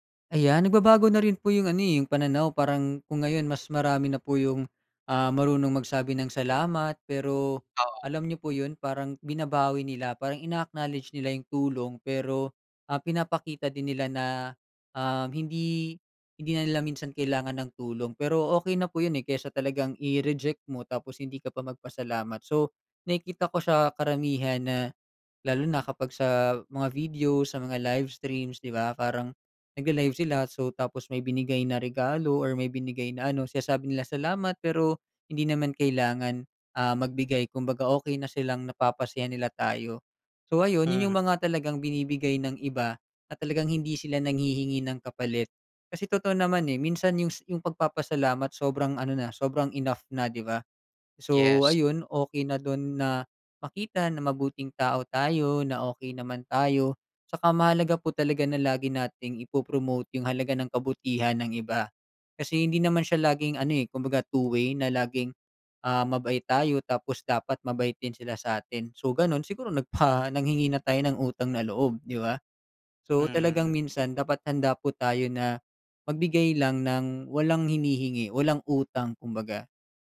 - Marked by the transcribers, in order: in English: "two-way"
- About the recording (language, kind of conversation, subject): Filipino, podcast, Ano ang ibig sabihin sa inyo ng utang na loob?